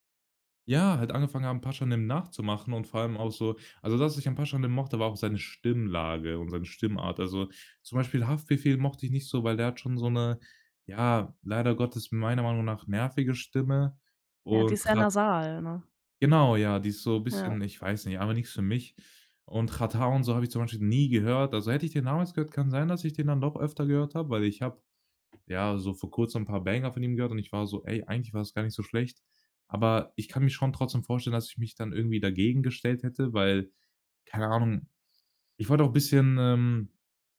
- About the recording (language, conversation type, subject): German, podcast, Welche Musik hat deine Jugend geprägt?
- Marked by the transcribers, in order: in English: "Banger"